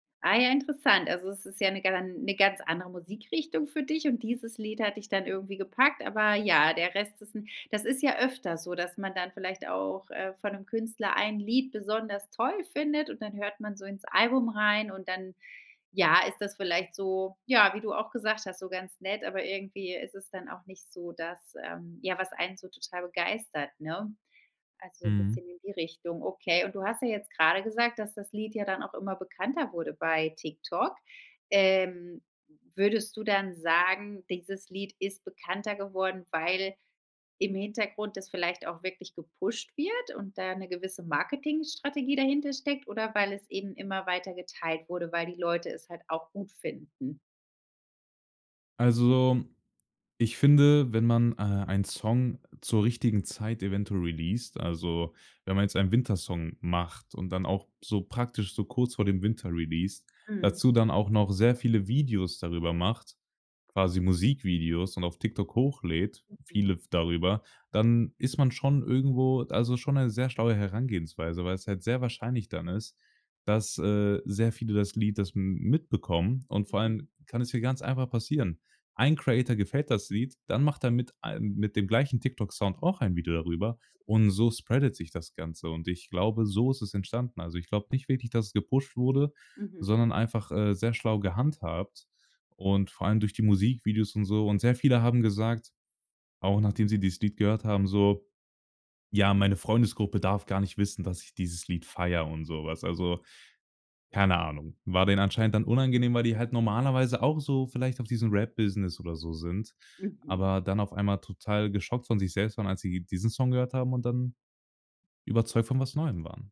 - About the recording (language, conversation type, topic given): German, podcast, Wie haben soziale Medien die Art verändert, wie du neue Musik entdeckst?
- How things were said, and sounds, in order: in English: "Creator"; stressed: "auch"; in English: "spreadet"; other noise; in English: "gepusht"